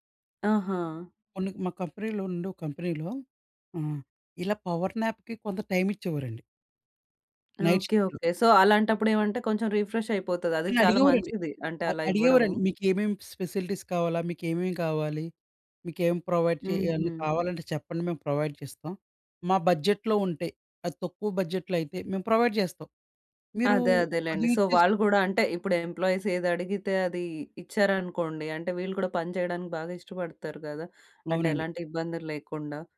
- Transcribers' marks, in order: in English: "కంపెనీలో"; in English: "కంపెనీలో"; other background noise; in English: "పవర్‌నాప్‌కి"; in English: "టైమ్"; in English: "నైట్ షిఫ్ట్‌లో"; in English: "సో"; in English: "రీఫ్రెష్"; in English: "స్ ఫెసిలిటీస్"; in English: "ప్రొవైడ్"; in English: "ప్రొవైడ్"; in English: "బడ్జెట్‌లో"; in English: "బడ్జెట్‌లో"; in English: "ప్రొవైడ్"; in English: "యూజ్"; in English: "సో"; in English: "ఎంప్లాయీస్"
- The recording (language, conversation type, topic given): Telugu, podcast, పవర్ న్యాప్‌లు మీకు ఏ విధంగా ఉపయోగపడతాయి?